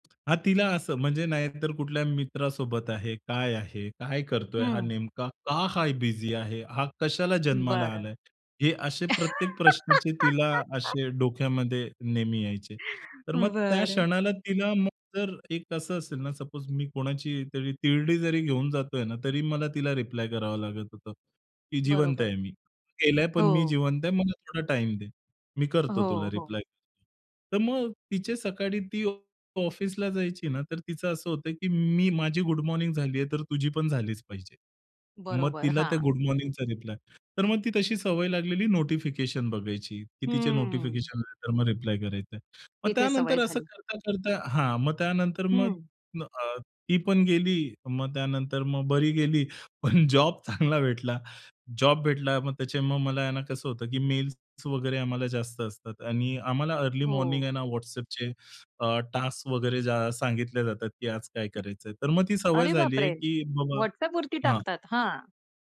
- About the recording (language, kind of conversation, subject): Marathi, podcast, सकाळी फोन वापरण्याची तुमची पद्धत काय आहे?
- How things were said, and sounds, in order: tapping; giggle; chuckle; laughing while speaking: "बरं"; in English: "सपोज"; other background noise; laughing while speaking: "पण जॉब चांगला भेटला"; in English: "मॉर्निंग"; in English: "टास्क"